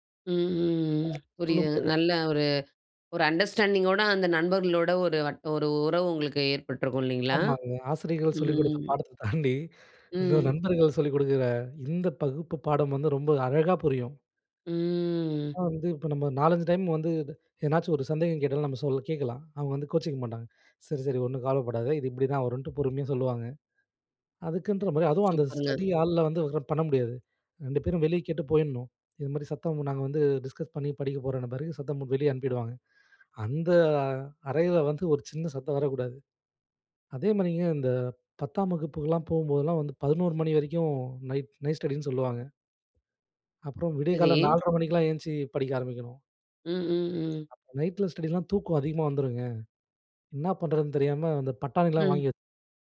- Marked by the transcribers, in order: other background noise; in English: "அண்டர்ஸ்டாண்டிங்கோட"; laughing while speaking: "பாடத்த தாண்டி. இந்த நண்பர்கள் சொல்லிக் கொடுக்குற"; drawn out: "ம்"; in English: "ஸ்டடி ஹால்ல"; in English: "டிஸ்கஸ்"; in English: "நைட் நைட் ஸ்டடின்னு"; in English: "நைட்டில ஸ்டடில்லாம்"
- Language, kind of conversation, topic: Tamil, podcast, பள்ளிக்கால நினைவில் உனக்கு மிகப்பெரிய பாடம் என்ன?